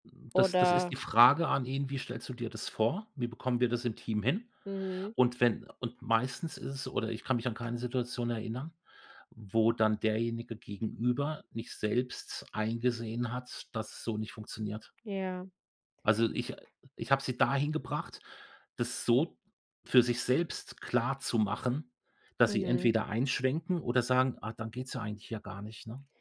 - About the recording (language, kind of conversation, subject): German, podcast, Wie löst du Konflikte im Team?
- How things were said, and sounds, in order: other background noise